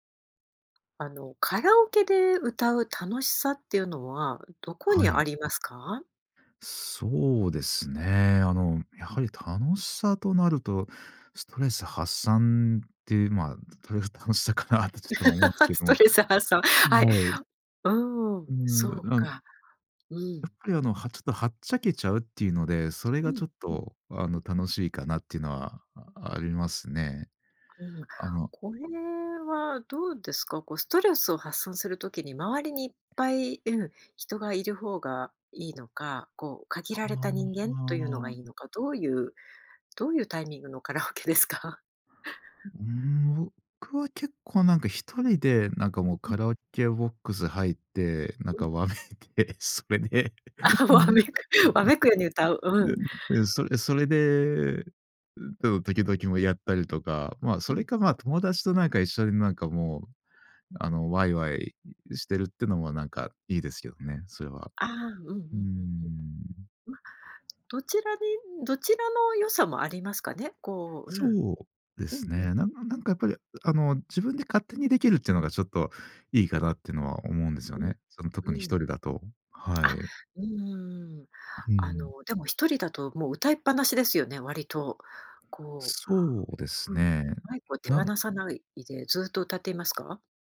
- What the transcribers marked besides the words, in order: laughing while speaking: "た たの 楽しさかなって"; laugh; laughing while speaking: "ストレス発散"; laughing while speaking: "タイミングのカラオケですか？"; laughing while speaking: "わめいて、それで"; laughing while speaking: "あ、わめく"; unintelligible speech
- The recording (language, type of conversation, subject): Japanese, podcast, カラオケで歌う楽しさはどこにあるのでしょうか？